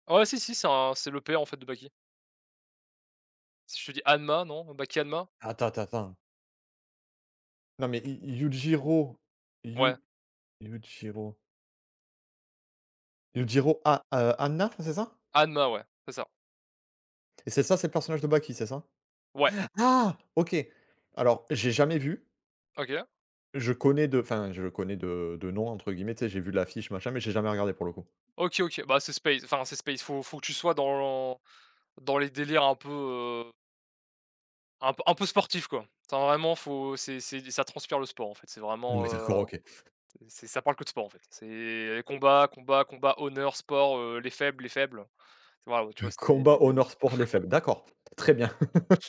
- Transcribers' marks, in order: "Hanma" said as "Hanna"; in English: "space"; in English: "space"; tapping; laugh
- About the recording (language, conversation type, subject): French, unstructured, Comment la musique peut-elle changer ton humeur ?